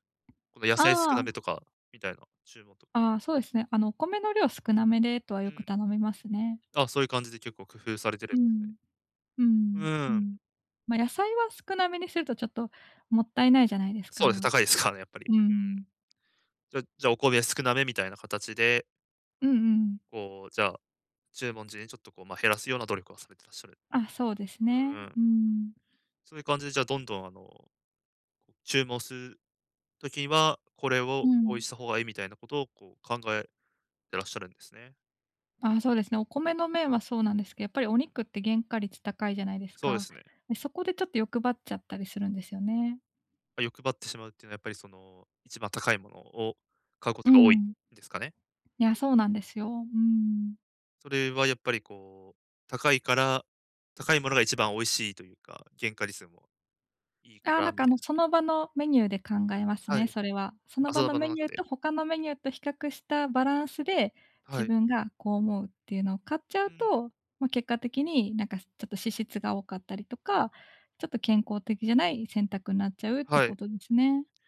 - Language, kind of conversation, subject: Japanese, advice, 外食のとき、健康に良い選び方はありますか？
- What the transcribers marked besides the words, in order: laughing while speaking: "高いですからね"